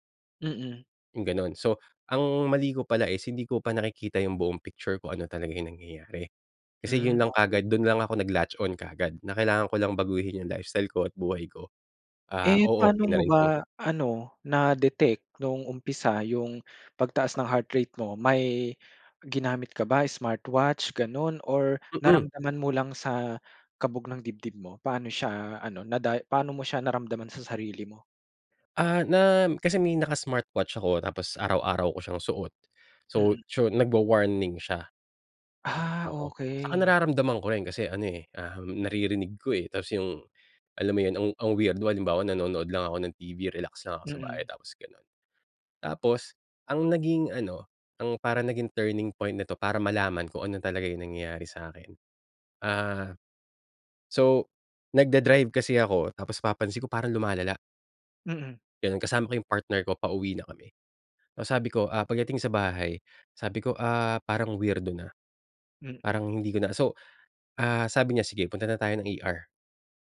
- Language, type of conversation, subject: Filipino, podcast, Anong simpleng gawi ang talagang nagbago ng buhay mo?
- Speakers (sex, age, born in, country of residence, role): male, 25-29, Philippines, Philippines, host; male, 35-39, Philippines, Philippines, guest
- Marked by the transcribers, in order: in English: "latch on"